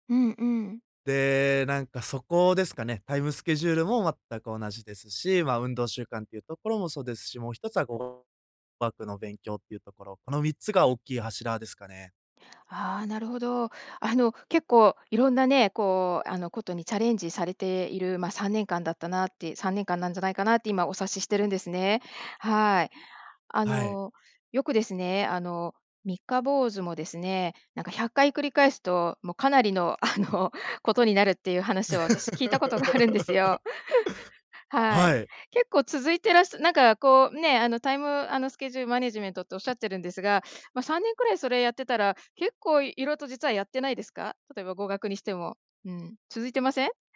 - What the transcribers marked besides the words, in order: other background noise; laughing while speaking: "あの"; laugh; laughing while speaking: "あるんですよ"; laugh
- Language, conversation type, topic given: Japanese, advice, 理想の自分と今の習慣にズレがあって続けられないとき、どうすればいいですか？